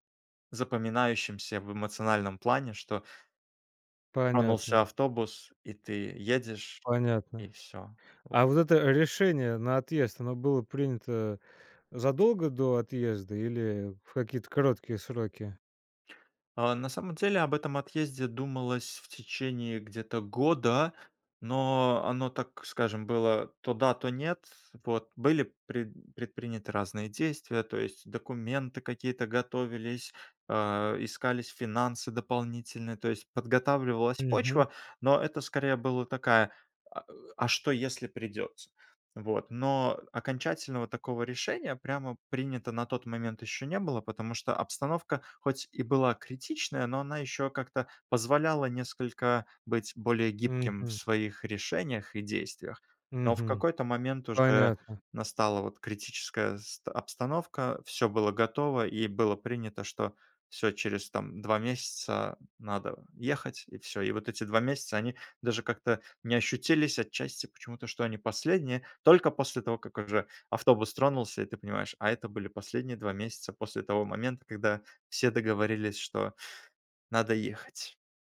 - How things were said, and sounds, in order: other background noise; tapping
- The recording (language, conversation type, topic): Russian, podcast, О каком дне из своей жизни ты никогда не забудешь?